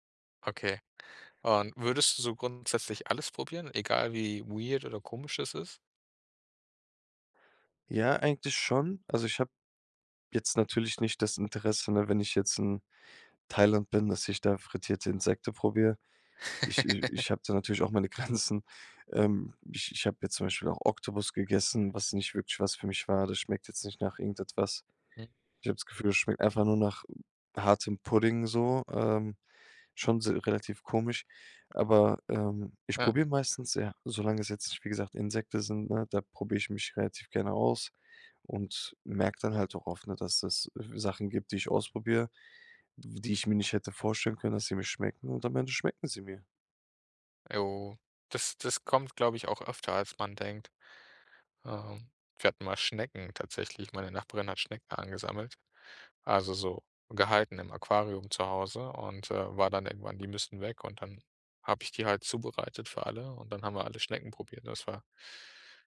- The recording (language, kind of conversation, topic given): German, podcast, Welche Tipps gibst du Einsteigerinnen und Einsteigern, um neue Geschmäcker zu entdecken?
- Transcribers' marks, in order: in English: "weird"; "Insekten" said as "Insekte"; laugh; laughing while speaking: "Grenzen"; "Insekten" said as "Insekte"